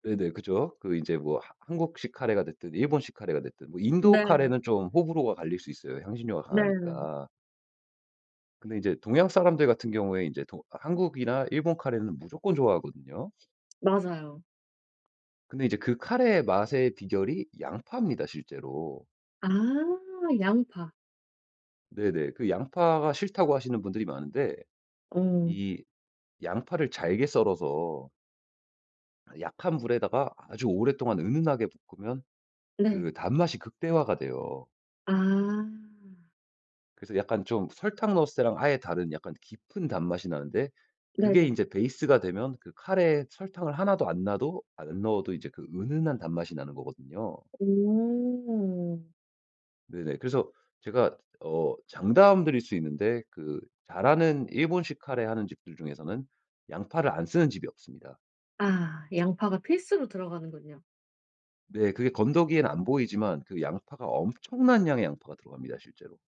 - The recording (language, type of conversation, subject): Korean, podcast, 채소를 더 많이 먹게 만드는 꿀팁이 있나요?
- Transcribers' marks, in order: tapping; other background noise